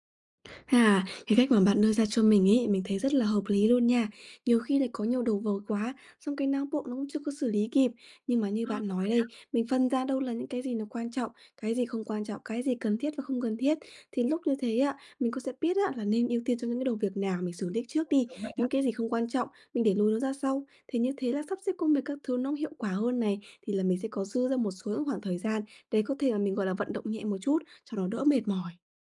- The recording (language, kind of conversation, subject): Vietnamese, advice, Làm sao để tôi vận động nhẹ nhàng xuyên suốt cả ngày khi phải ngồi nhiều?
- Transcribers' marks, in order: other background noise; tapping